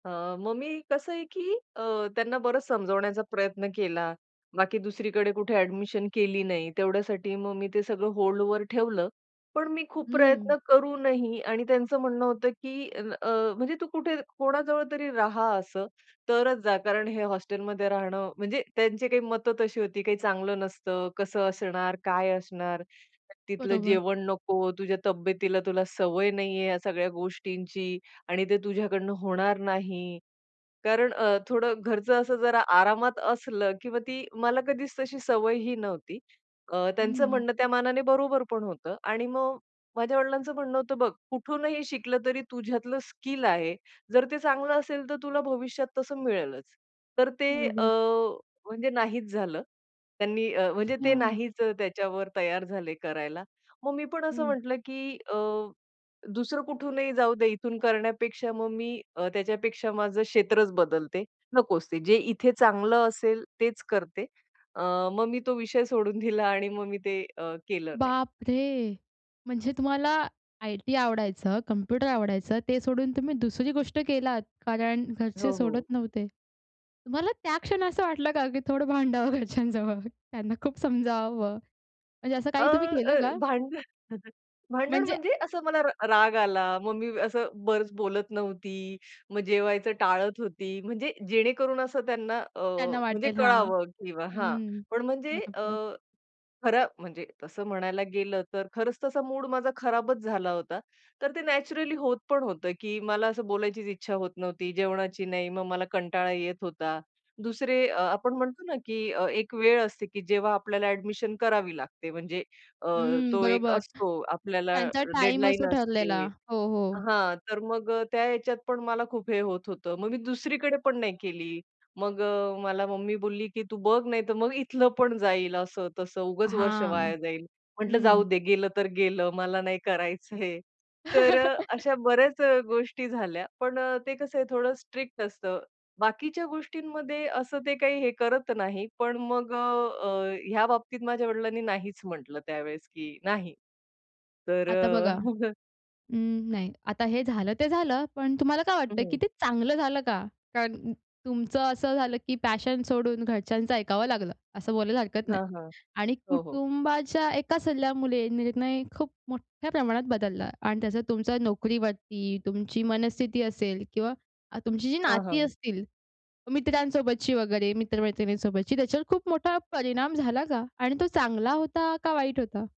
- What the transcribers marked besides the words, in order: other noise; other background noise; laughing while speaking: "दिला"; laughing while speaking: "भांडावं घरच्यांजवळ, त्यांना खूप"; chuckle; tapping; laughing while speaking: "करायचंय"; chuckle; chuckle; in English: "पॅशन"; "सल्ल्यामुळे" said as "सल्ल्यामुले"
- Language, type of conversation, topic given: Marathi, podcast, तुम्ही कुटुंबाच्या सल्ल्यामुळे तुमचे निर्णय वारंवार बदलता का?